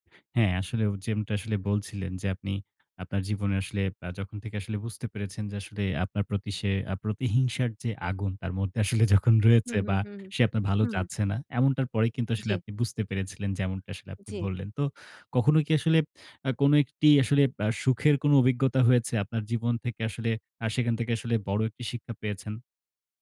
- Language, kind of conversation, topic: Bengali, podcast, জীবনে সবচেয়ে বড় শিক্ষা কী পেয়েছো?
- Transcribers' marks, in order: laughing while speaking: "আসলে যখন রয়েছে"